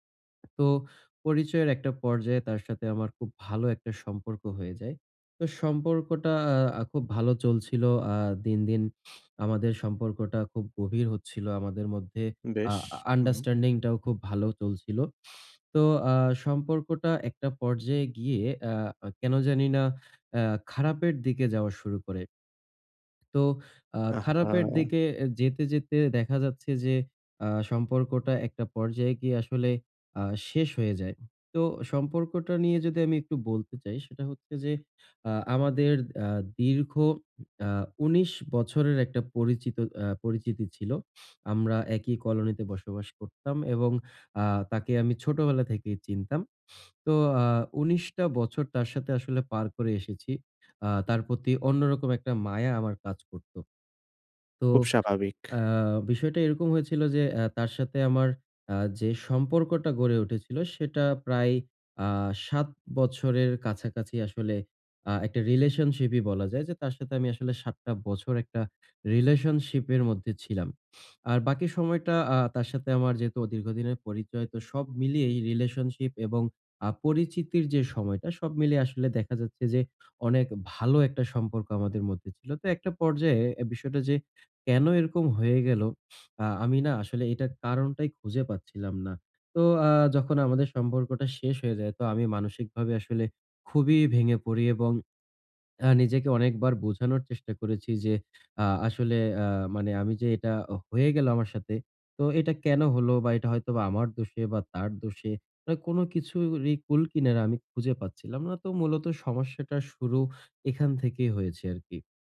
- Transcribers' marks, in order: snort; in English: "আন্ডারস্ট্যান্ডিংটাও"; snort; snort; snort
- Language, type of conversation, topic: Bengali, advice, ব্রেকআপের পরে আমি কীভাবে ধীরে ধীরে নিজের পরিচয় পুনর্গঠন করতে পারি?